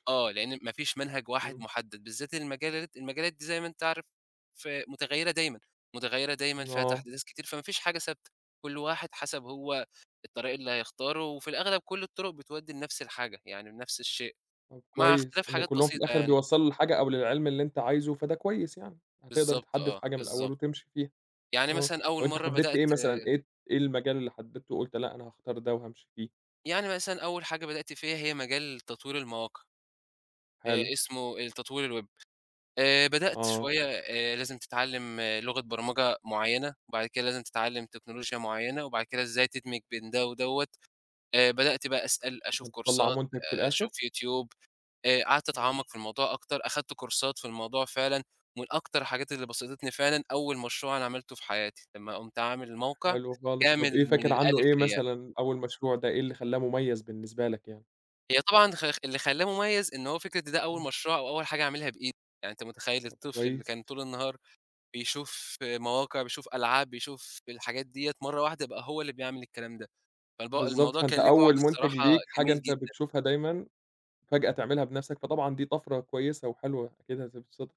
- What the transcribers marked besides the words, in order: in English: "الWeb"; in English: "كورسات"; in English: "كورسات"
- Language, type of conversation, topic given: Arabic, podcast, إيه أكتر حاجة بتفرّحك لما تتعلّم حاجة جديدة؟